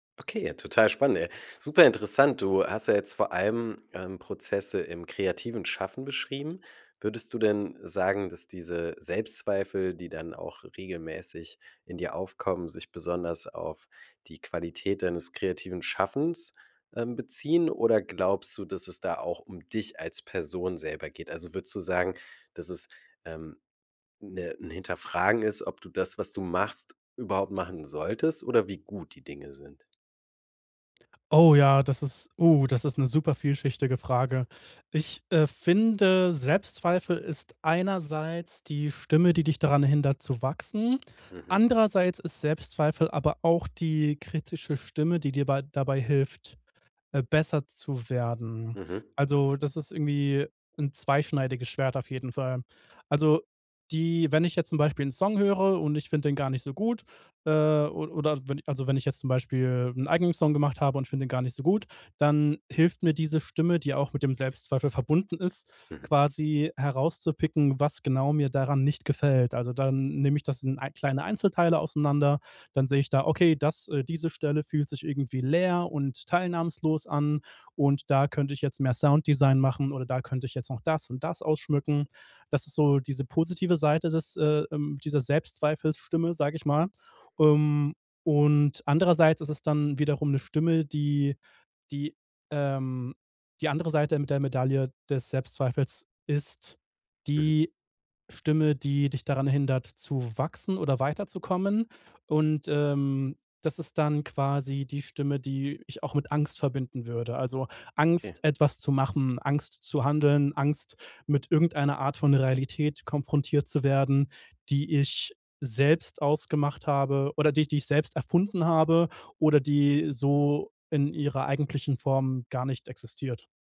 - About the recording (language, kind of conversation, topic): German, podcast, Was hat dir geholfen, Selbstzweifel zu überwinden?
- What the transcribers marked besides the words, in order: stressed: "dich"; stressed: "gut"; other background noise; put-on voice: "leer und teilnahmslos"